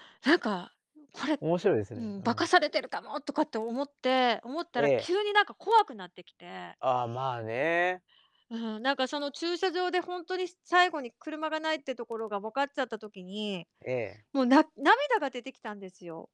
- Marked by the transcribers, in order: none
- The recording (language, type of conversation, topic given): Japanese, podcast, 道に迷ったときに、誰かに助けてもらった経験はありますか？